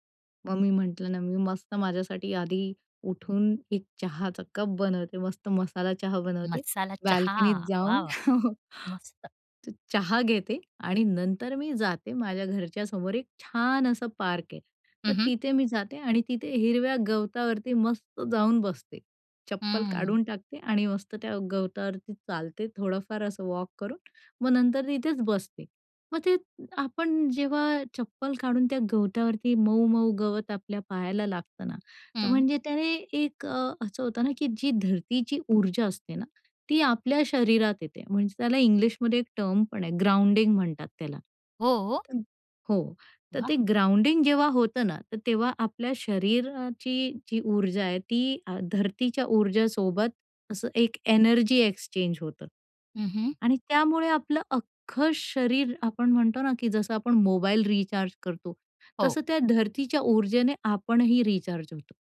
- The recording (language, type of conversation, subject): Marathi, podcast, तुम्हाला सगळं जड वाटत असताना तुम्ही स्वतःला प्रेरित कसं ठेवता?
- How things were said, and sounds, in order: tapping; chuckle; other background noise; in English: "टर्म"; in English: "ग्राउंडिंग"; anticipating: "हो"; in English: "ग्राउंडिंग"; in English: "एक्सचेंज"; in English: "रिचार्ज"; in English: "रिचार्ज"